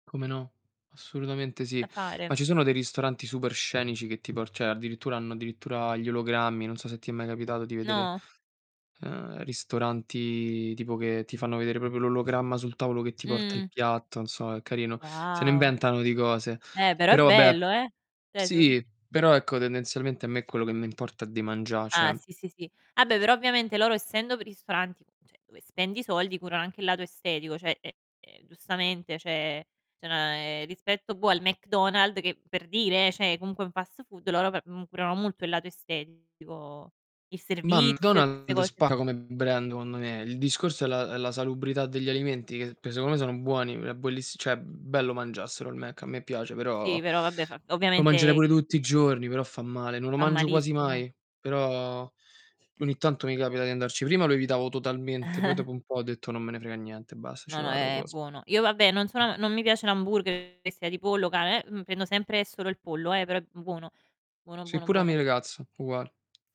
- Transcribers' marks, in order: static; "cioè" said as "ceh"; tapping; "proprio" said as "propio"; drawn out: "Mh"; other background noise; background speech; "Cioè" said as "ceh"; "cioè" said as "ceh"; "cioè" said as "ceh"; "cioè" said as "ceh"; "cioè" said as "ceh"; "cioè" said as "ceh"; "cioè" said as "ceh"; unintelligible speech; distorted speech; "cioè" said as "ceh"; drawn out: "però"; chuckle; unintelligible speech
- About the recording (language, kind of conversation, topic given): Italian, unstructured, Hai mai provato un cibo che ti ha davvero sorpreso?